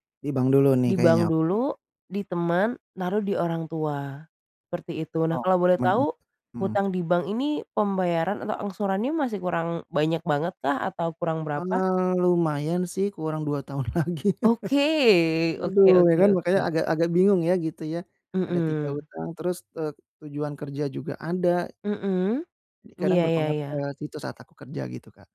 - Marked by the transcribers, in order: other background noise; laughing while speaking: "lagi"; chuckle
- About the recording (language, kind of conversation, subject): Indonesian, advice, Bagaimana cara menentukan prioritas ketika saya memiliki terlalu banyak tujuan sekaligus?